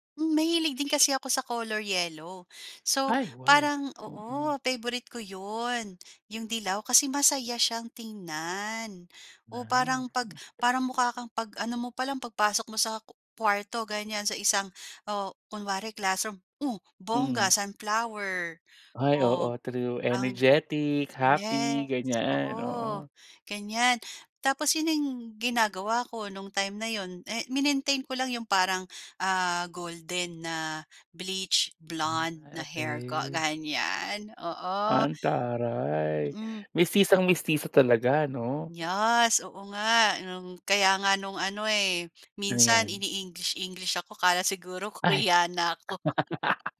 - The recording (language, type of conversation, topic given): Filipino, podcast, Paano mo ginagamit ang kulay para ipakita ang sarili mo?
- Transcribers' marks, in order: "Yes" said as "Yas"; chuckle